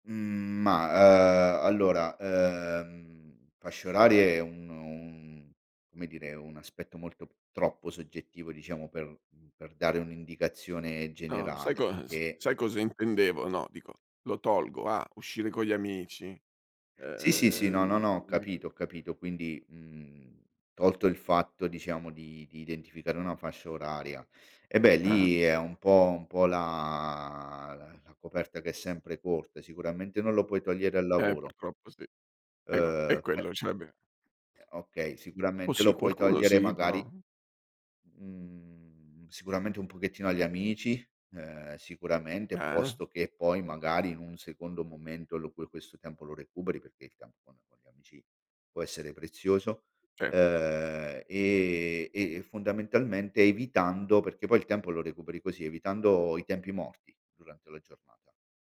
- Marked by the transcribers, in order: other background noise
- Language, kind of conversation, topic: Italian, podcast, Come trovi il tempo per imparare qualcosa di nuovo?